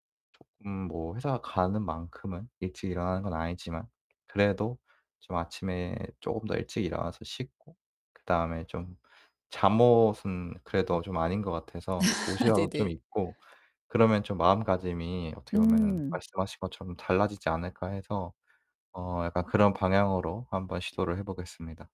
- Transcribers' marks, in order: other background noise; mechanical hum; laugh; distorted speech
- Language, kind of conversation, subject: Korean, advice, 업무와 개인 시간을 어떻게 균형 있게 나누고 스트레스를 줄일 수 있을까요?